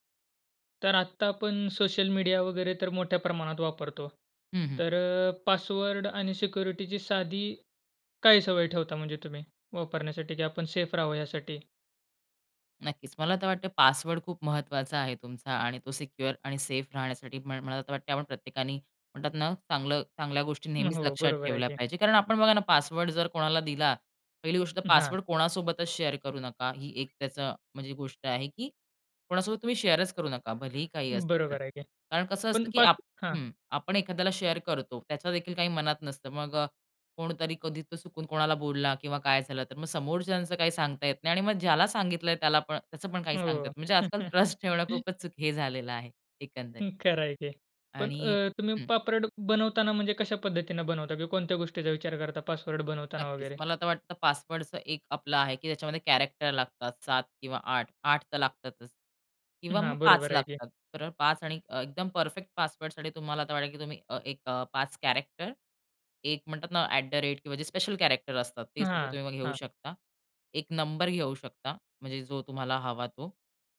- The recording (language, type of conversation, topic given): Marathi, podcast, पासवर्ड आणि खात्यांच्या सुरक्षिततेसाठी तुम्ही कोणत्या सोप्या सवयी पाळता?
- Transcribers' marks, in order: tapping; in English: "सिक्युअर"; in English: "शेअर"; in English: "शेअरच"; other noise; in English: "शेअर"; chuckle; laughing while speaking: "ट्रस्ट ठेवणं"; in English: "ट्रस्ट"; chuckle; "पासवर्ड" said as "पापरड"; in English: "कॅरेक्टर"; in English: "कॅरेक्टर"; in English: "स्पेशल कॅरेक्टर"